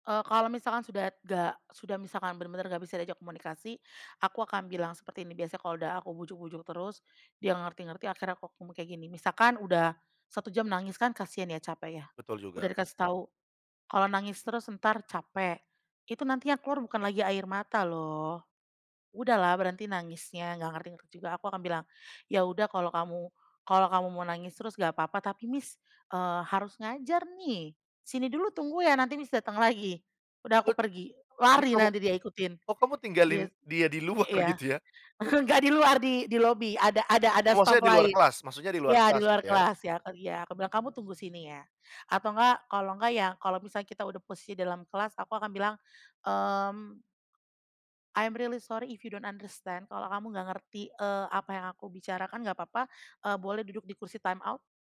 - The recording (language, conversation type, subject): Indonesian, podcast, Kebiasaan kecil apa yang membuat kreativitasmu berkembang?
- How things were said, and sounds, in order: tapping; in English: "Miss"; in English: "Miss"; laughing while speaking: "di luar"; chuckle; in English: "I'm really sorry if you don't understand"; in English: "time out"